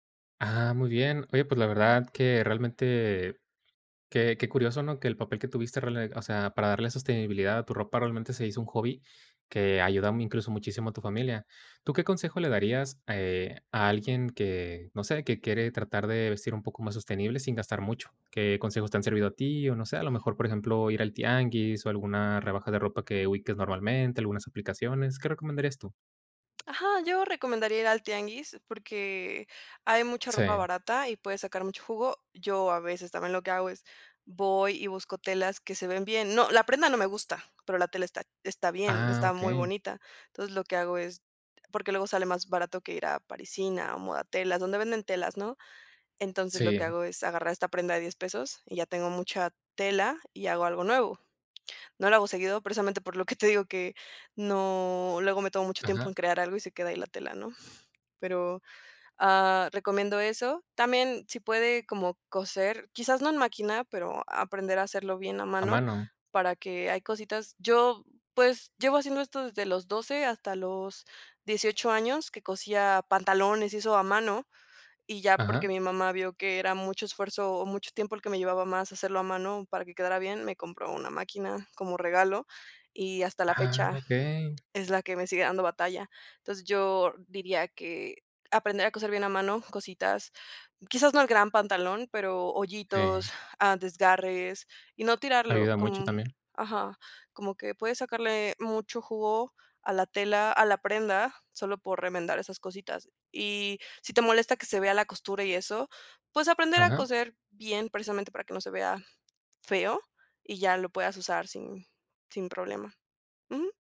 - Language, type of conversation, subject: Spanish, podcast, ¿Qué papel cumple la sostenibilidad en la forma en que eliges tu ropa?
- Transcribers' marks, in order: tapping